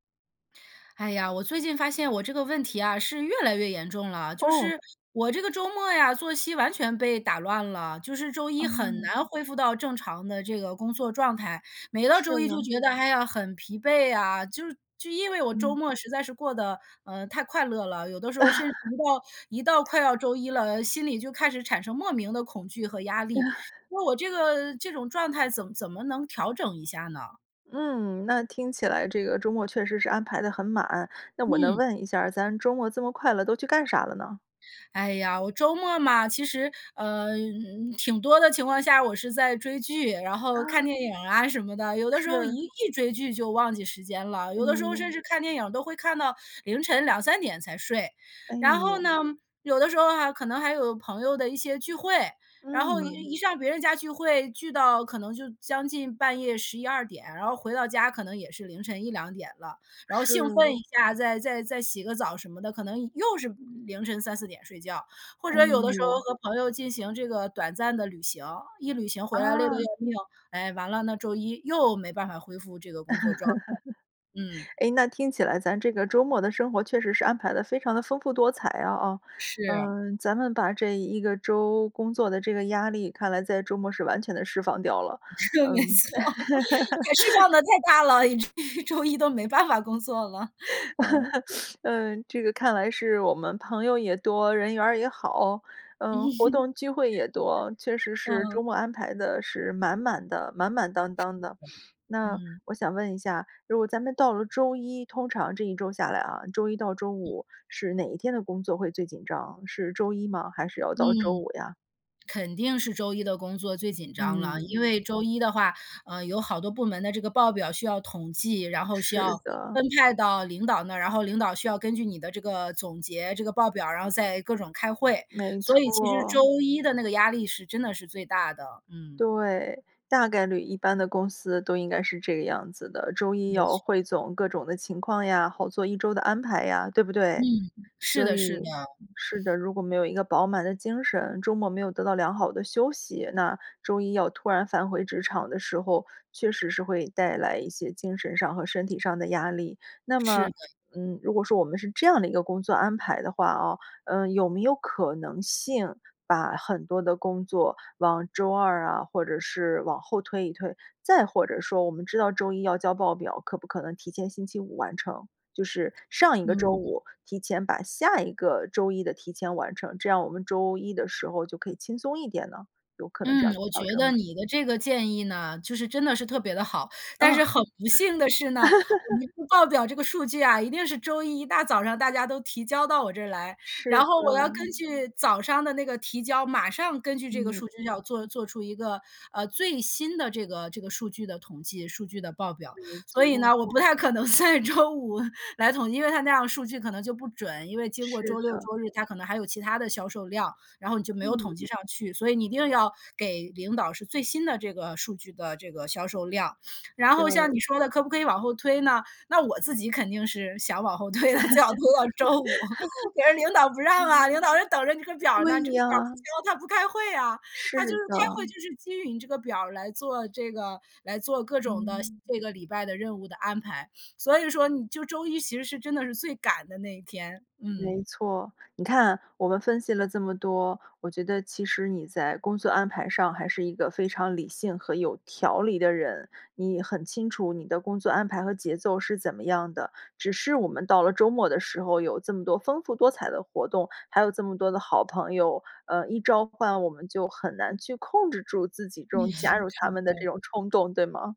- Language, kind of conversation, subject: Chinese, advice, 周末作息打乱，周一难以恢复工作状态
- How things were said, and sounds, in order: laugh; laugh; laugh; laughing while speaking: "是，没错，释放得放的太大了，以至于周一都没办法工作了"; laugh; laugh; laugh; other noise; laugh; laughing while speaking: "在周五来统计"; laugh; laughing while speaking: "推的，最好推到周五"; laugh